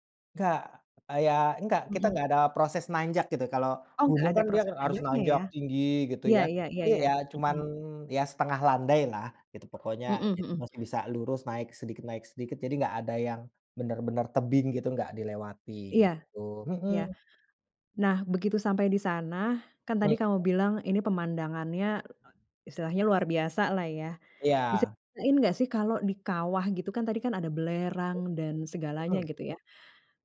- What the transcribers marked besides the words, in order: none
- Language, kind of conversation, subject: Indonesian, podcast, Ceritakan pengalaman paling berkesanmu saat berada di alam?